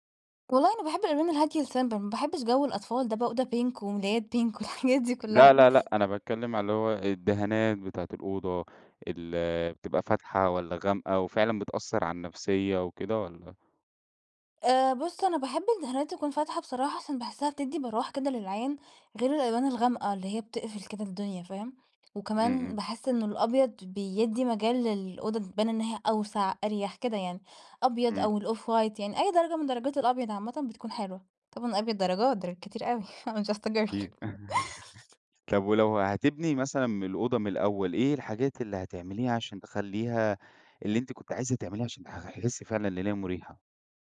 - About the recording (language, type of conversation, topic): Arabic, podcast, إيه الحاجات اللي بتخلّي أوضة النوم مريحة؟
- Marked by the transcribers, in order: in English: "الsimple"; in English: "pink"; in English: "pink"; laughing while speaking: "والحاجات دي كلها"; in English: "off white"; chuckle; in English: "I'm just a girl"; laugh